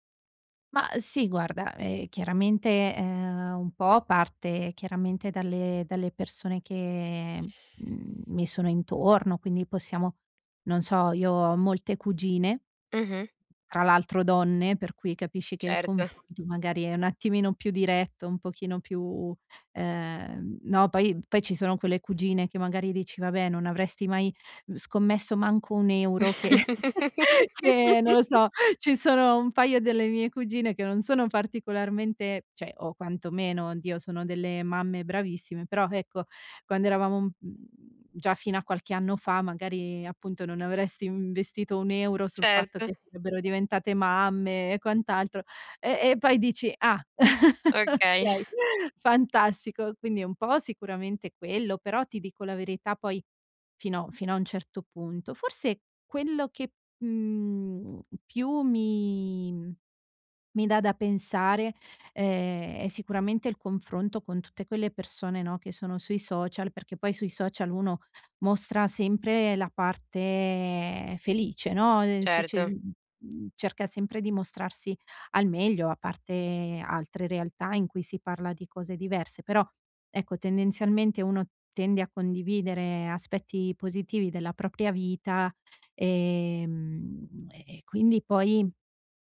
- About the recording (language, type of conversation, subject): Italian, advice, Come posso reagire quando mi sento giudicato perché non possiedo le stesse cose dei miei amici?
- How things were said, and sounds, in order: tapping; laughing while speaking: "Certo"; laugh; chuckle; laughing while speaking: "che non lo so"; "cioè" said as "ceh"; other background noise; chuckle; chuckle; laughing while speaking: "kay"; "Okay" said as "kay"; "dice" said as "ice"